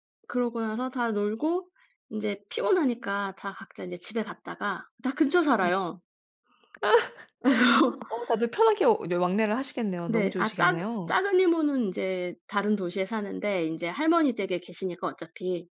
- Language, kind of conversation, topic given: Korean, podcast, 가족 모임에서 가장 기억에 남는 에피소드는 무엇인가요?
- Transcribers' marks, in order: other background noise; laugh; tapping; laughing while speaking: "그래서"